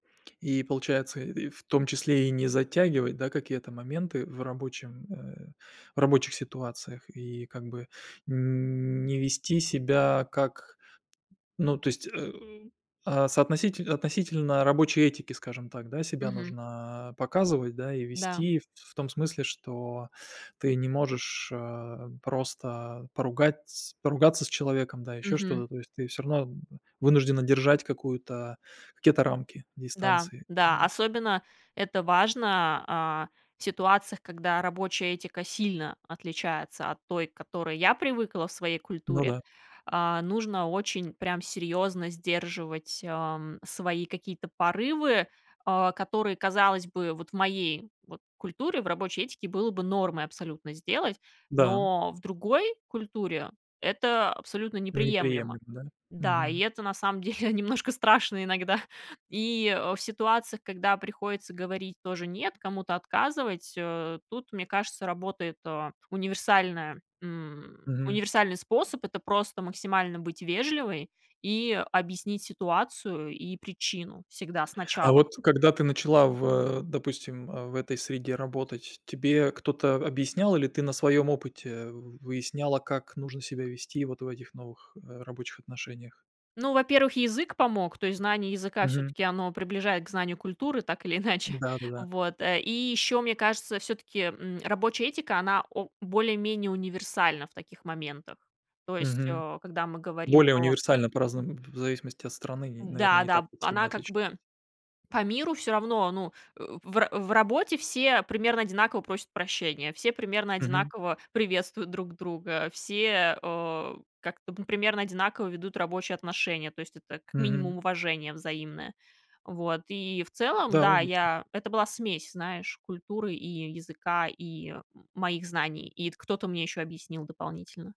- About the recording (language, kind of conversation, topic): Russian, podcast, Как говорить «нет», не теряя отношений?
- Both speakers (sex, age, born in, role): female, 30-34, Russia, guest; male, 45-49, Russia, host
- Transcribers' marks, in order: tapping; other noise; grunt; laughing while speaking: "деле"; laughing while speaking: "иногда"; other background noise; laughing while speaking: "иначе"; swallow